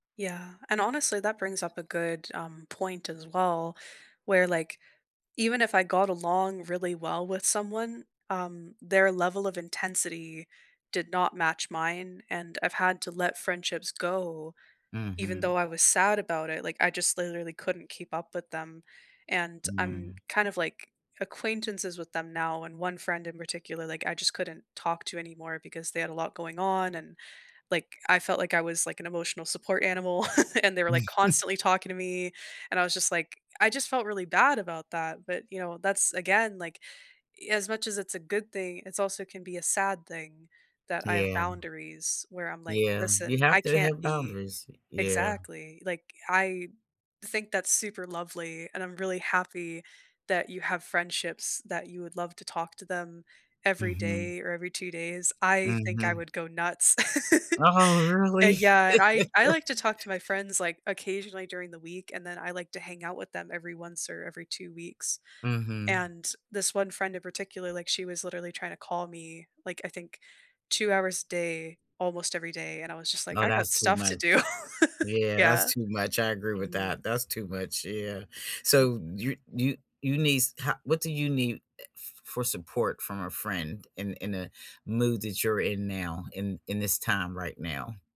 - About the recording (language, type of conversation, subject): English, unstructured, What does friendship mean to you right now, and how are you nurturing those connections?
- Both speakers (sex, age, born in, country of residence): female, 25-29, United States, Canada; female, 70-74, United States, United States
- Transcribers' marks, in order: other background noise; chuckle; chuckle; chuckle; chuckle